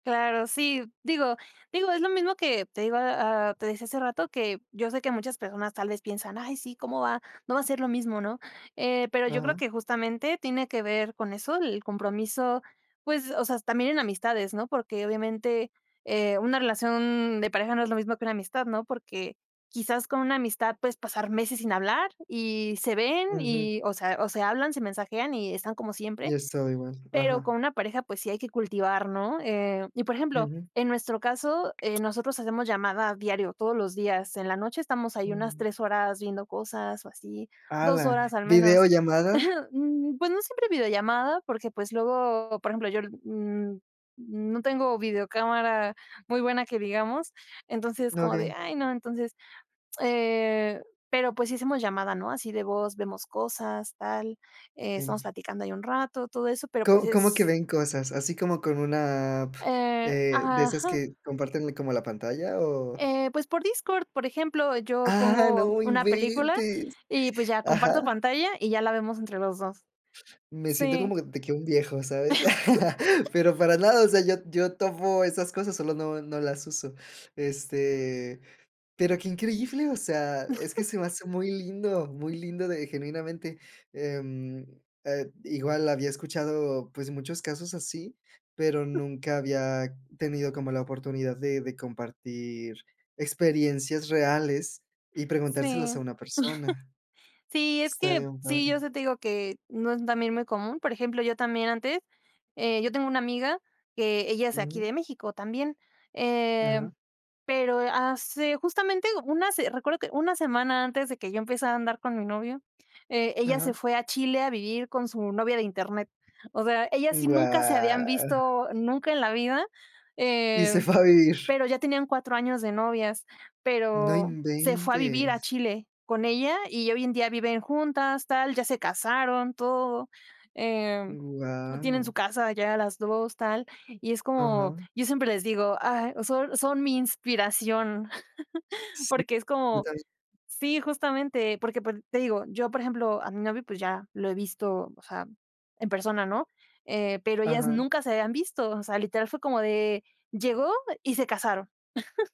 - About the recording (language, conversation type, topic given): Spanish, podcast, ¿Qué consejos darías para construir amistades reales a través de internet?
- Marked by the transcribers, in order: tapping; chuckle; laugh; chuckle; chuckle; chuckle; laughing while speaking: "fue a vivir"; chuckle; chuckle